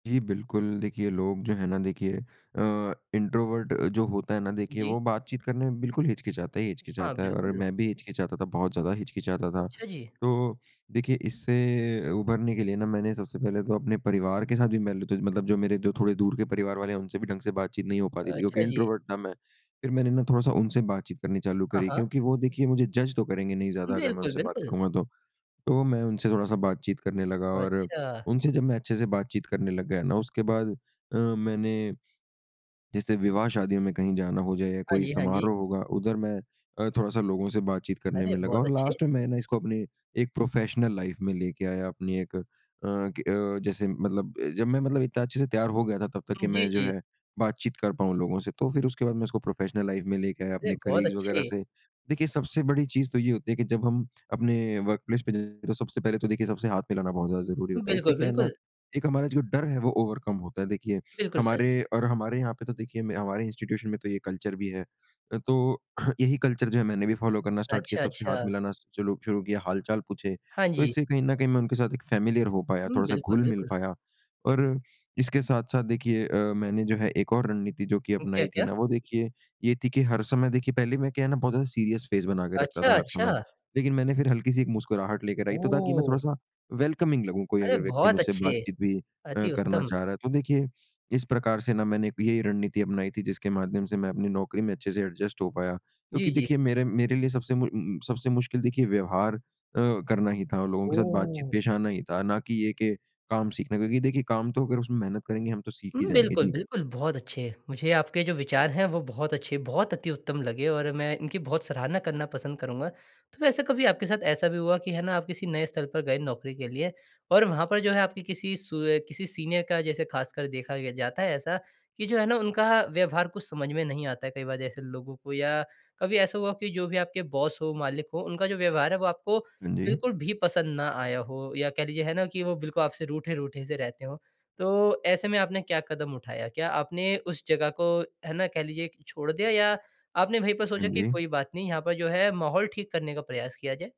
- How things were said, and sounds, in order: in English: "इंट्रोवर्ट"; in English: "इंट्रोवर्ट"; in English: "जज़"; in English: "लास्ट"; in English: "प्रोफेशनल लाइफ़"; in English: "प्रोफेशनल लाइफ़"; in English: "कलीग्स"; tapping; in English: "वर्कप्लेस"; in English: "ओवरकम"; in English: "इंस्टीट्यूशन"; in English: "कल्चर"; throat clearing; in English: "कल्चर"; in English: "फ़ॉलो"; in English: "स्टार्ट"; in English: "फैमिलियर"; in English: "सीरियस फेस"; in English: "वेलकमिंग"; in English: "एडजस्ट"; in English: "सीनियर"; in English: "बॉस"
- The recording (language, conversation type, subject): Hindi, podcast, नई नौकरी में तालमेल बिठाते समय आपको सबसे मुश्किल क्या लगा?